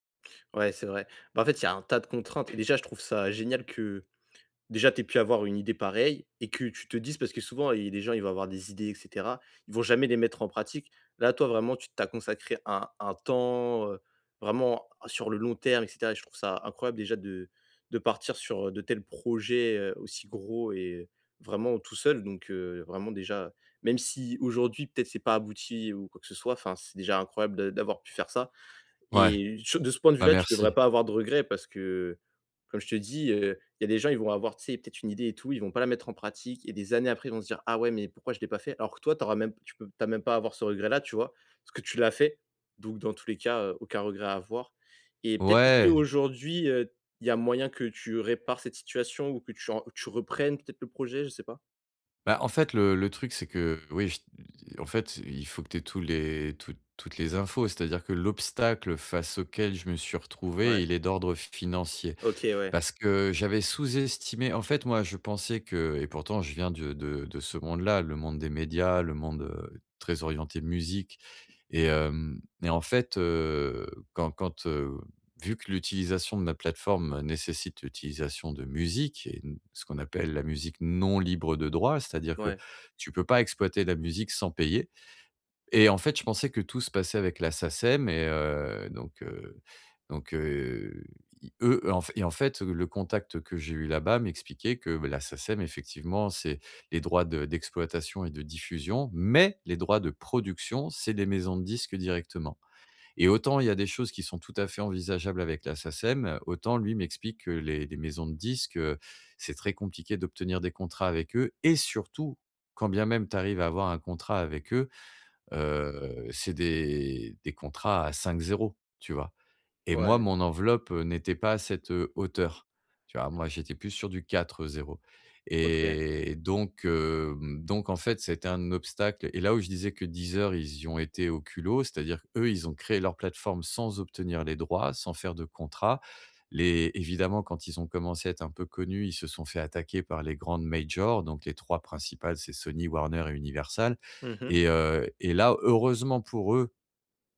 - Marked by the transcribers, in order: tapping; stressed: "l'obstacle"; other background noise; stressed: "musique"; stressed: "mais"; stressed: "Et surtout"; put-on voice: "majors"
- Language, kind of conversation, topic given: French, advice, Comment gérer la culpabilité après avoir fait une erreur ?